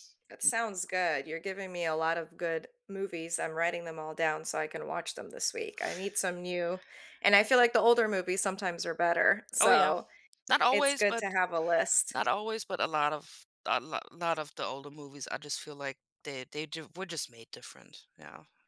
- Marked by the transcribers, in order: none
- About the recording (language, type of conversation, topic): English, unstructured, No spoilers: Which surprise plot twist blew your mind, and what made it unforgettable for you?
- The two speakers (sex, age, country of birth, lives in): female, 35-39, United States, United States; female, 45-49, Germany, United States